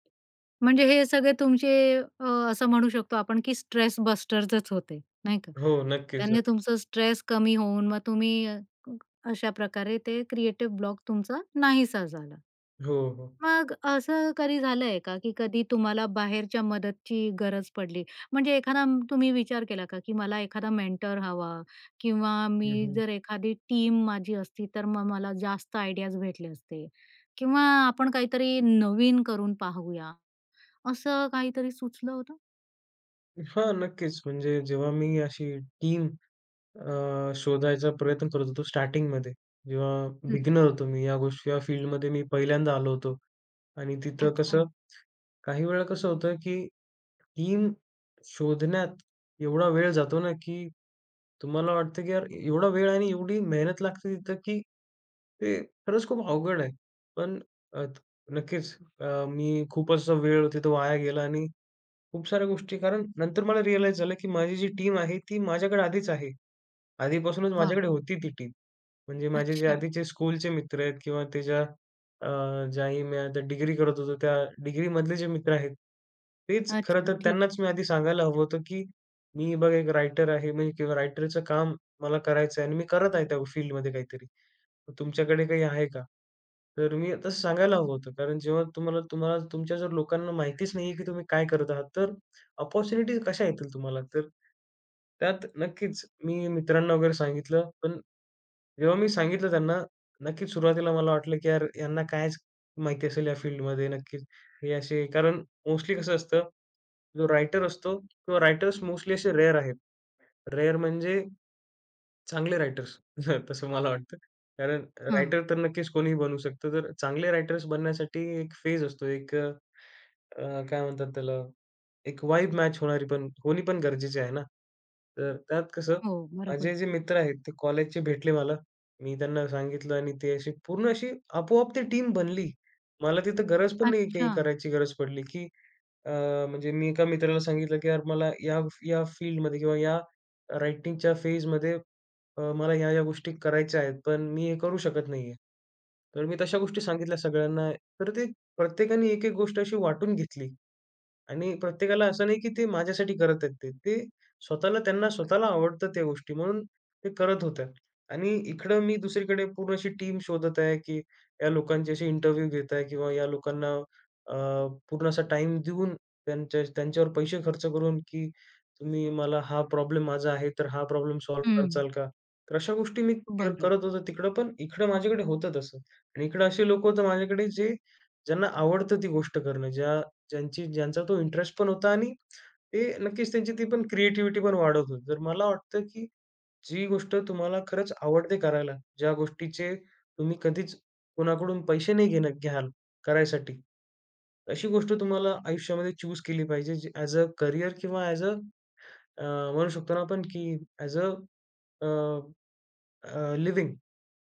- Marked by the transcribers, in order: in English: "स्ट्रेस बस्टरच"; in English: "क्रिएटिव ब्लॉक"; in English: "मेंटर"; in English: "टीम"; in English: "स्टार्टिंगमध्ये"; in English: "बिगिनर"; in English: "फील्डमध्ये"; in English: "टीम"; in English: "रियलाइज"; in English: "टीम"; in English: "टीम"; in English: "डिग्री"; in English: "डिग्रीमधले"; in English: "फील्डमध्ये"; in English: "अपॉर्च्युनिटीज"; in English: "फील्डमध्ये"; in English: "रायटर्स मोस्टली"; in English: "रेअर"; in English: "रेअर"; laughing while speaking: "तसं मला वाटतं"; in English: "फेज"; in English: "वाइब मॅच"; in English: "फील्डमध्ये"; in English: "रायटिंगच्या फेजमध्ये"; in English: "इंटरव्ह्यू"; in English: "प्रॉब्लेम"; in English: "प्रॉब्लेम सॉल्व्ह"; in English: "इंटरेस्ट"; in English: "क्रिएटिव्हिटी"; in English: "ॲझ अ करियर"; in English: "ॲझ अ अ"; in English: "ॲझ अ अ अ लिविंग"
- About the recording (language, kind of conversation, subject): Marathi, podcast, सर्जनशीलतेचा अडथळा आला तर पुढे तुम्ही काय करता?